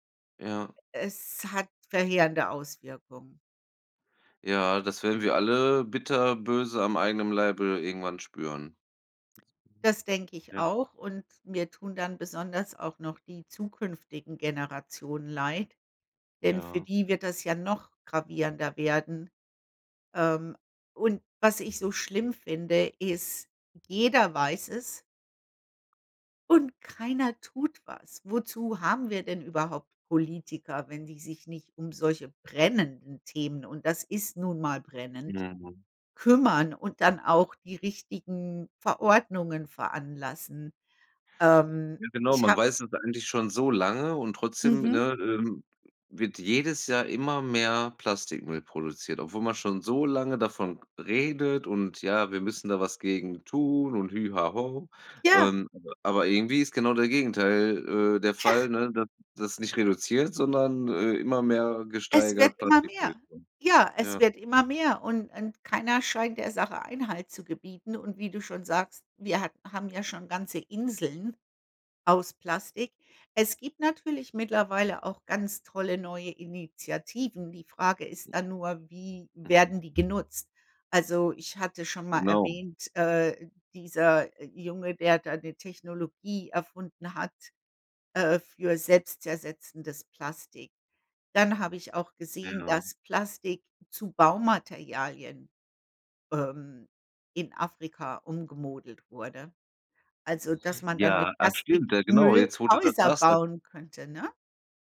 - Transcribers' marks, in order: other background noise; tapping
- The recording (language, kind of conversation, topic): German, unstructured, Wie beeinflusst Plastik unsere Meere und die darin lebenden Tiere?